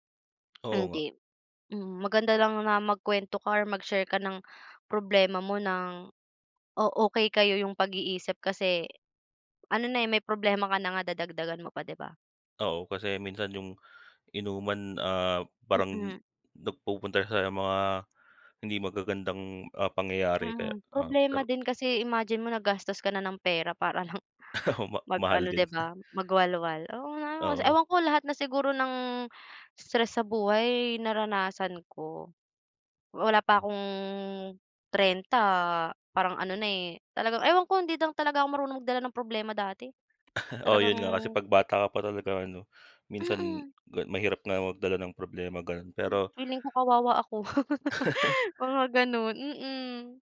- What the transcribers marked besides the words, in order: tapping; laugh; laughing while speaking: "lang"; laugh; laugh
- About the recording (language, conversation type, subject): Filipino, unstructured, Paano mo inilalarawan ang pakiramdam ng stress sa araw-araw?